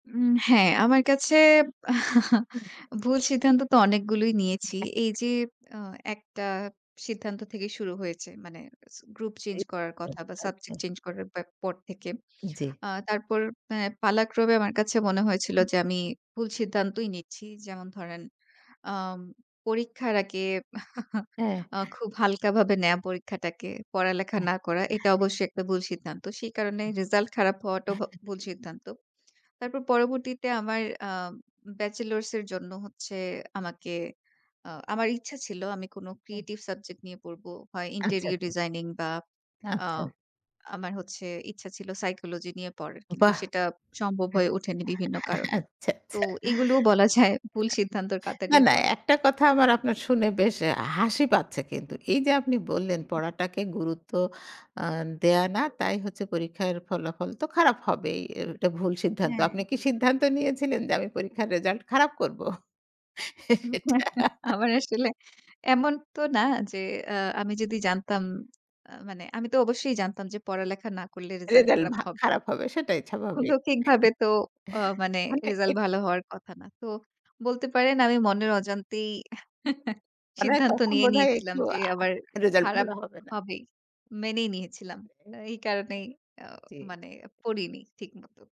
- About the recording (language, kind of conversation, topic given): Bengali, podcast, ভুল সিদ্ধান্ত নিয়ে হতাশ হলে আপনি কীভাবে নিজেকে ক্ষমা করেন?
- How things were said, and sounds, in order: chuckle; tapping; chuckle; other background noise; chuckle; chuckle; chuckle; chuckle; laughing while speaking: "আচ্ছা, আচ্ছা"; chuckle; laughing while speaking: "আমার আসলে এমন তো না"; chuckle; laughing while speaking: "এটা"; chuckle; chuckle